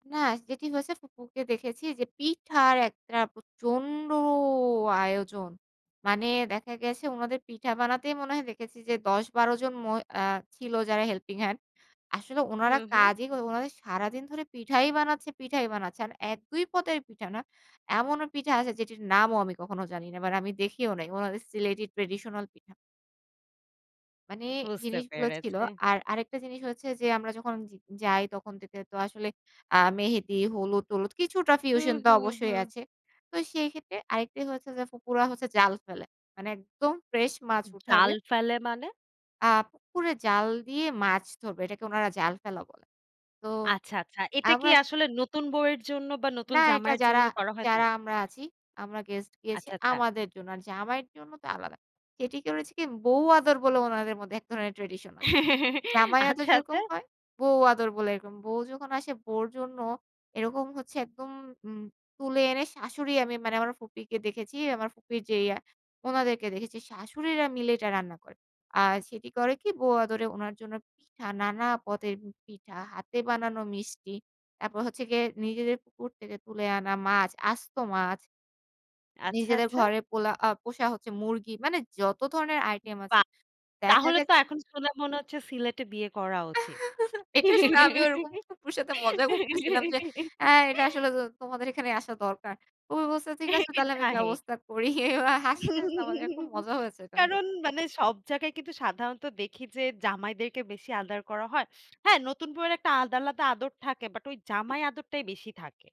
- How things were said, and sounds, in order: drawn out: "প্রচণ্ড"; chuckle; chuckle; chuckle; chuckle; laughing while speaking: "ওরা হাসতে খুব মজা হয়েছে এটা নিয়ে"; chuckle
- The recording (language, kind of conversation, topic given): Bengali, podcast, ভ্রমণে গিয়ে স্থানীয় কোনো উৎসবে অংশ নেওয়ার অভিজ্ঞতা আপনার কেমন ছিল?